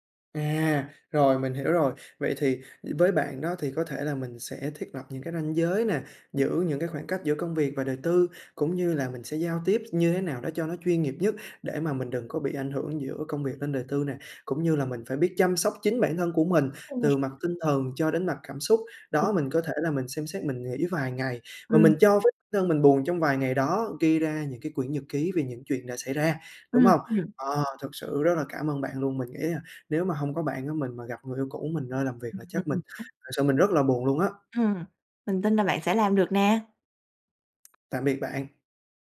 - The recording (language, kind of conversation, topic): Vietnamese, advice, Làm sao để tiếp tục làm việc chuyên nghiệp khi phải gặp người yêu cũ ở nơi làm việc?
- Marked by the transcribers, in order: other background noise; unintelligible speech; tapping; chuckle